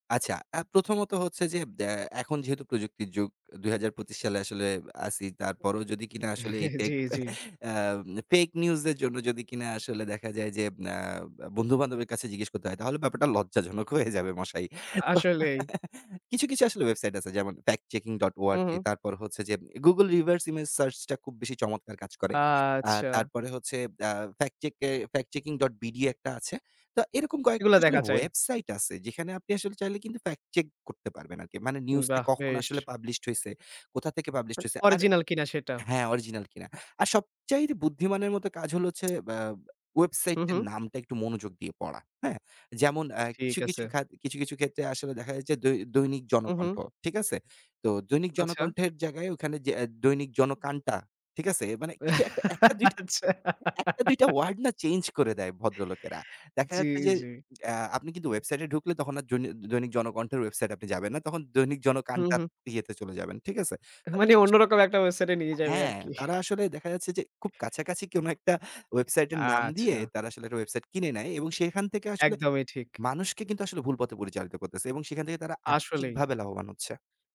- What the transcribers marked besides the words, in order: other background noise; chuckle; laughing while speaking: "লজ্জাজনক হয়ে যাবে মশাই"; chuckle; drawn out: "আচ্ছা"; other noise; laugh; laughing while speaking: "আচ্ছা"; laughing while speaking: "এ মানে অন্যরকম একটা ওয়েবসাইটে এ নিয়ে যাবে আরকি"; unintelligible speech; "কোন" said as "কেউনো"; "ওয়েবসাইট" said as "রোয়েবসাইট"
- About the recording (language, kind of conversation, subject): Bengali, podcast, ভুয়া খবর মোকাবিলায় সাংবাদিকতা কতটা জবাবদিহি করছে?